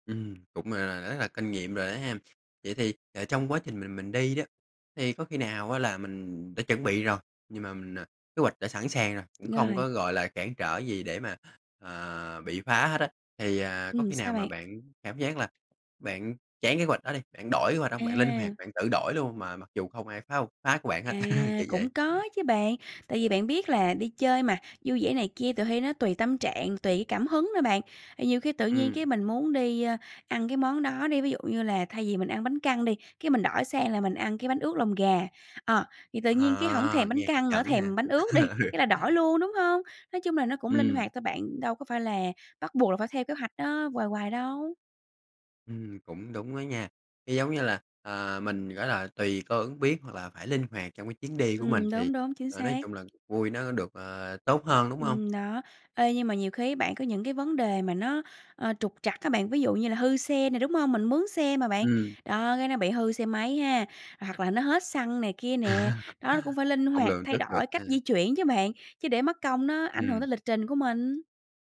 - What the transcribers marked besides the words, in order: tapping; laugh; laugh; laughing while speaking: "Ừ"; laugh
- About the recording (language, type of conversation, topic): Vietnamese, podcast, Bạn đã bao giờ phải linh hoạt vì kế hoạch bị phá hỏng chưa?